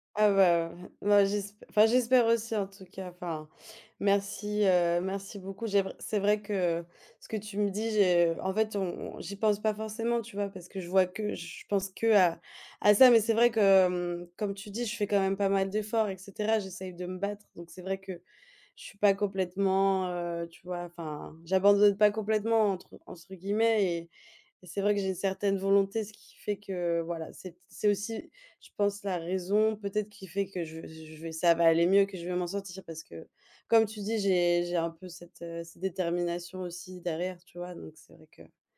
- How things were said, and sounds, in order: none
- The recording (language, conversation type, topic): French, advice, Comment décririez-vous votre inquiétude persistante concernant l’avenir ou vos finances ?